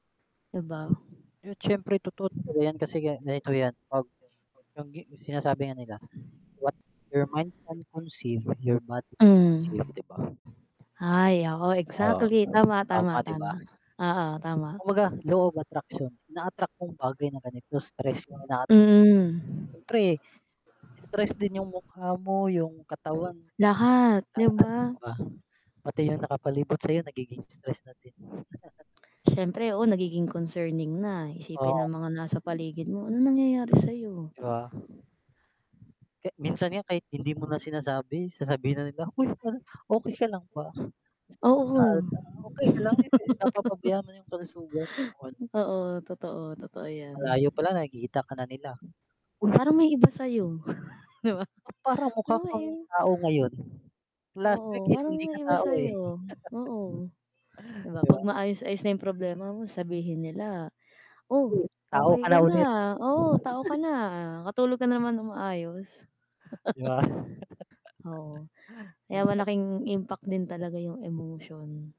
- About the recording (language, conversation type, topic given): Filipino, unstructured, Mas pipiliin mo bang maging masaya pero walang pera, o maging mayaman pero laging malungkot?
- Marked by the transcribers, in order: static; distorted speech; wind; mechanical hum; unintelligible speech; other background noise; in English: "What your mind can conceive, your body can achieve"; "nako" said as "yako"; tapping; in English: "law of attraction"; unintelligible speech; chuckle; unintelligible speech; laugh; snort; laughing while speaking: "'di ba?"; laugh; other noise; chuckle; chuckle; laugh